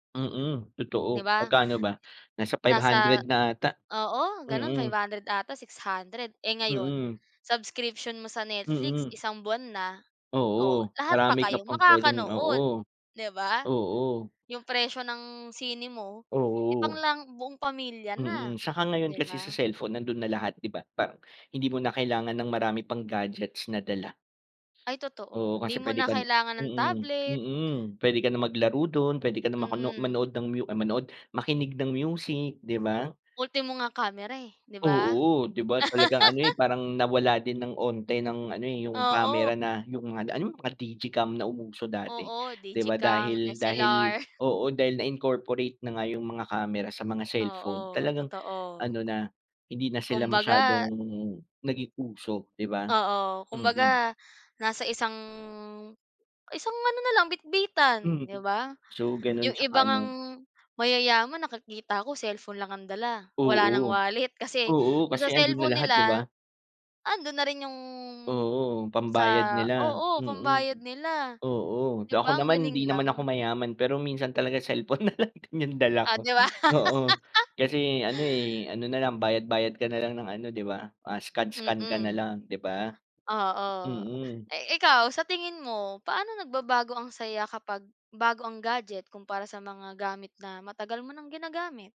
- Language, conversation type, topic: Filipino, unstructured, Ano ang paborito mong kagamitang nagpapasaya sa iyo?
- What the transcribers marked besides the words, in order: laugh; tapping; other background noise; laughing while speaking: "cellphone na lang din 'yung dala ko"; laugh